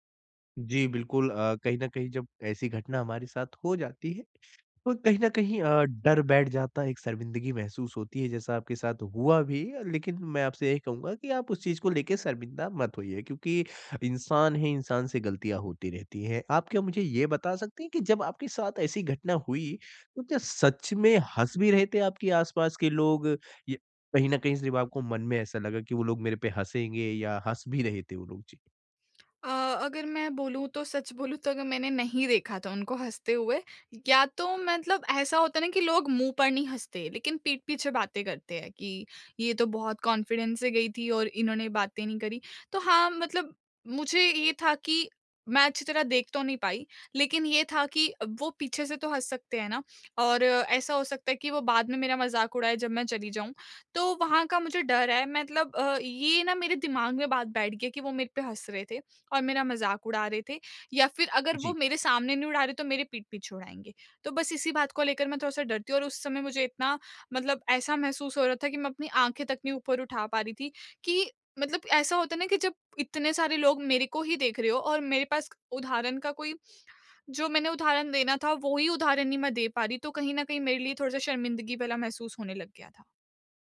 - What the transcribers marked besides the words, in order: in English: "कॉन्फिडेंस"
- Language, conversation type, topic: Hindi, advice, सार्वजनिक शर्मिंदगी के बाद मैं अपना आत्मविश्वास कैसे वापस पा सकता/सकती हूँ?